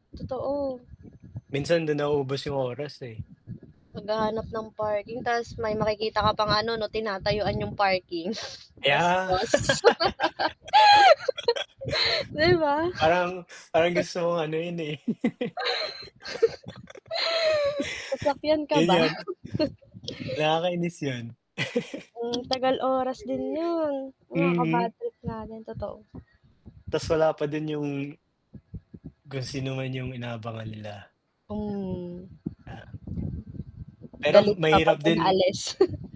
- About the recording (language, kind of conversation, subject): Filipino, unstructured, Ano ang mas pinapaboran mo: mamili sa mall o sa internet?
- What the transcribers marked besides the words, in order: mechanical hum; laugh; laugh; laugh; chuckle; chuckle; fan; tapping; chuckle